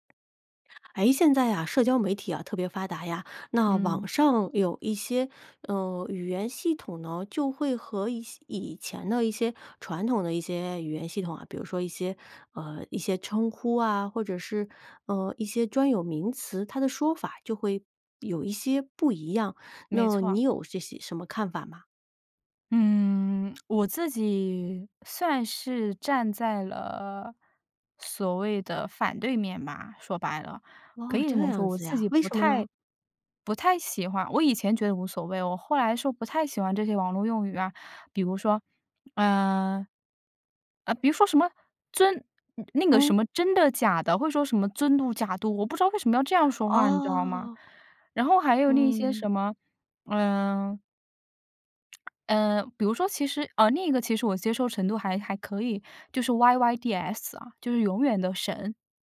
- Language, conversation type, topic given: Chinese, podcast, 你觉得网络语言对传统语言有什么影响？
- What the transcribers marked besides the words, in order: other background noise